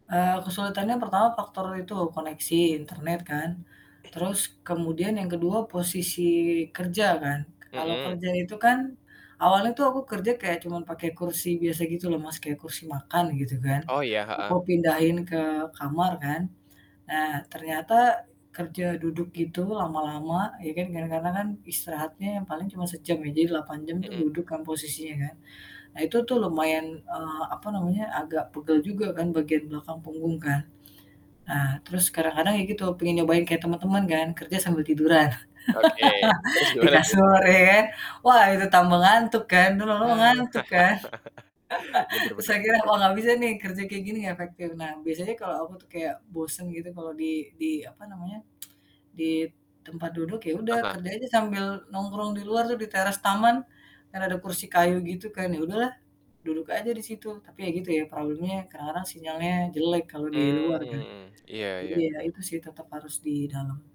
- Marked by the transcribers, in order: static; cough; laugh; laughing while speaking: "gimana"; distorted speech; laugh; tsk
- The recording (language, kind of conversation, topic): Indonesian, podcast, Bagaimana kamu menetapkan batasan ruang kerja dan jam kerja saat bekerja dari rumah?